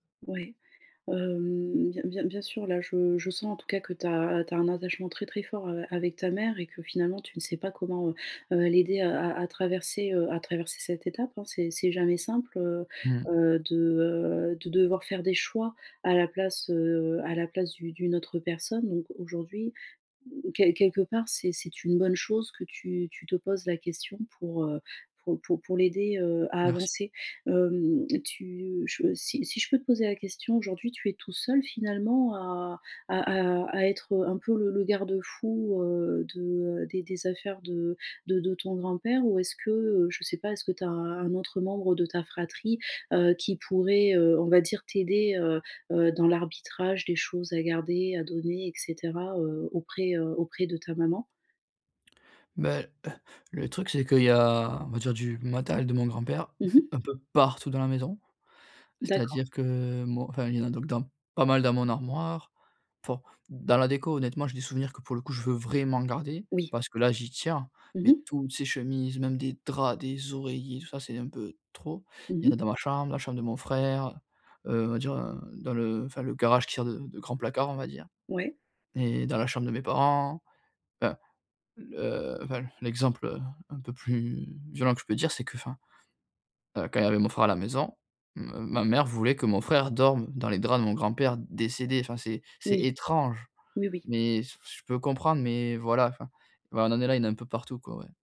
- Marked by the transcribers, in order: chuckle; stressed: "partout"; stressed: "vraiment"; stressed: "toutes"; stressed: "draps"; stressed: "oreillers"; stressed: "étrange"; other background noise
- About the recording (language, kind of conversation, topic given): French, advice, Comment trier et prioriser mes biens personnels efficacement ?